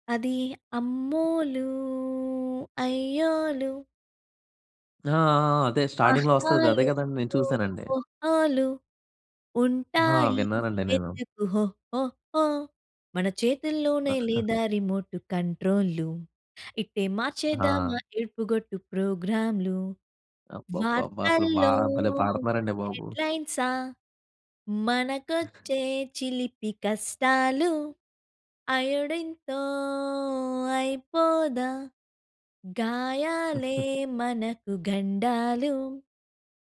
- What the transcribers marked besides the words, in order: singing: "అమ్మోలూ అయ్యోలు"; singing: "అమ్మోలూ"; in English: "స్టార్టింగ్‌లో"; singing: "ఆహాలు ఓహోలు ఉంటాయి వెతుకు హోహోహో … గాయాలే మనకు గండాలు"; other noise; singing: "వార్తల్లో"; other background noise; singing: "అయోడీన్‌తో"; chuckle
- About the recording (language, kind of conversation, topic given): Telugu, podcast, దుఃఖ సమయాల్లో సంగీతం మీకు ఎలా సహాయపడింది?